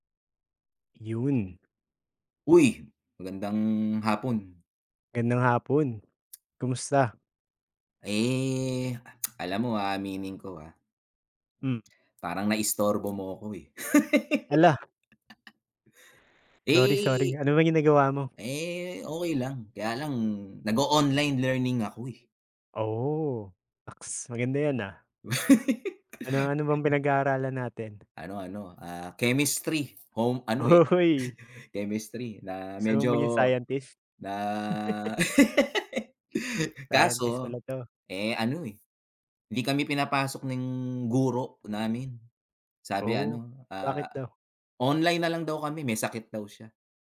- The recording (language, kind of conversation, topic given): Filipino, unstructured, Paano nagbago ang paraan ng pag-aaral dahil sa mga plataporma sa internet para sa pagkatuto?
- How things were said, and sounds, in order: tapping; tsk; laugh; laugh; other background noise; chuckle; laugh